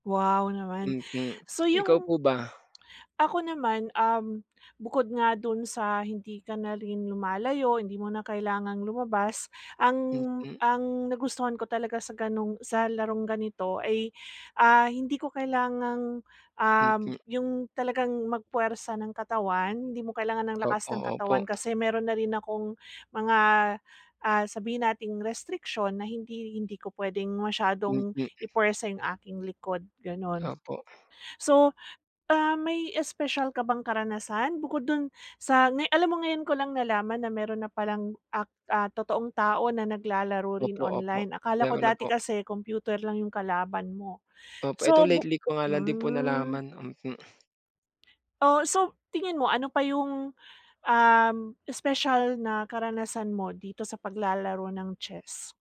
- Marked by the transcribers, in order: tapping; other background noise
- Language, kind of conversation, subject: Filipino, unstructured, Anong isport ang pinaka-nasisiyahan kang laruin, at bakit?